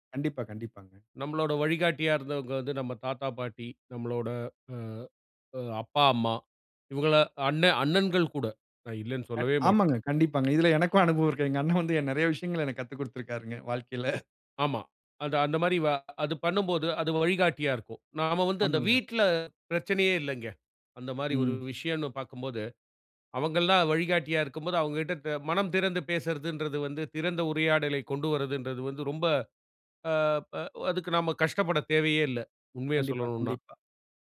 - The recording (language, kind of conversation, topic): Tamil, podcast, வழிகாட்டியுடன் திறந்த உரையாடலை எப்படித் தொடங்குவது?
- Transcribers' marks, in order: chuckle